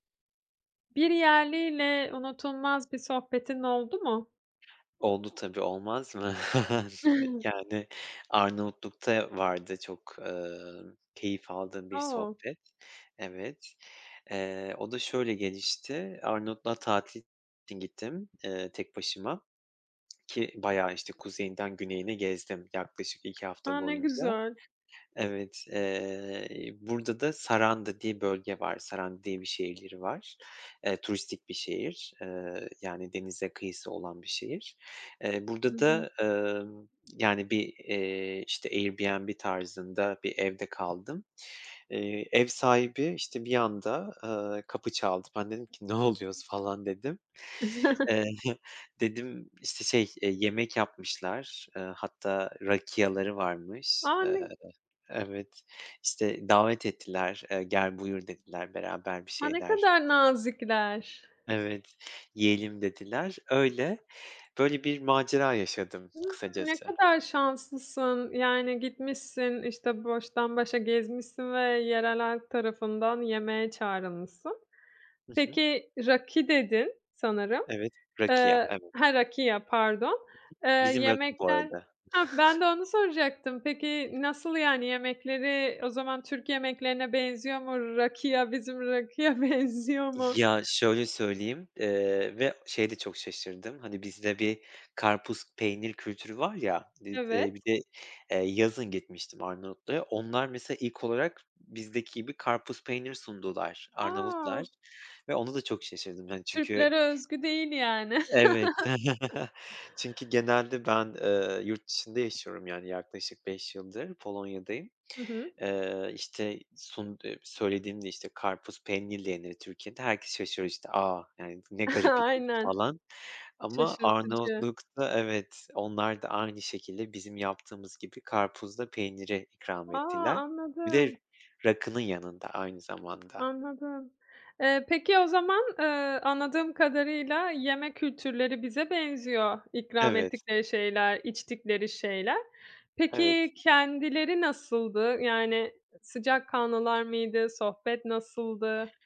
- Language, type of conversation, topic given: Turkish, podcast, Bir yerliyle unutulmaz bir sohbetin oldu mu?
- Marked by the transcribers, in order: chuckle; other background noise; tsk; chuckle; laughing while speaking: "Eee"; in another language: "rakia'ları"; in another language: "rakia"; in another language: "rakia"; chuckle; in another language: "Rakia"; laughing while speaking: "benziyor mu?"; chuckle; tapping; chuckle; unintelligible speech